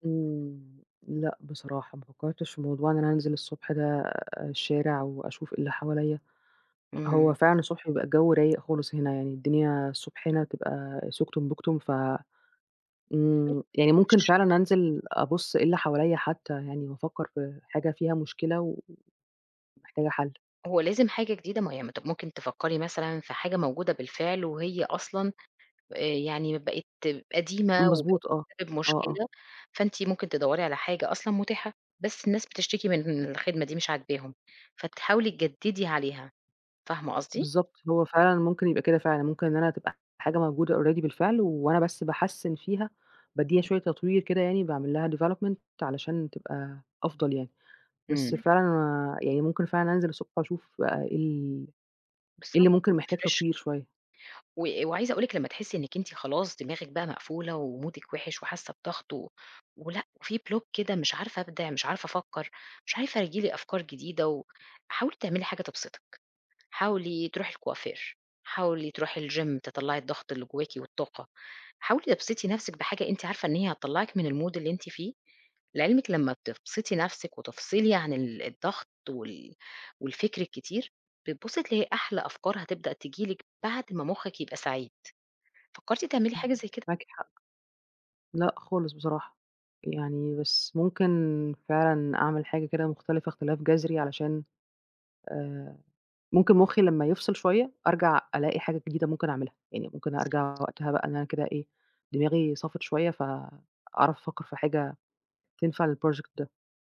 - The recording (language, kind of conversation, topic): Arabic, advice, إزاي بتوصف إحساسك بالبلوك الإبداعي وإن مفيش أفكار جديدة؟
- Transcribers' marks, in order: tapping; unintelligible speech; in English: "already"; other background noise; in English: "development"; in English: "وتrefresh"; in English: "ومودِك"; in English: "block"; in English: "الgym"; in English: "الmood"; in English: "للproject"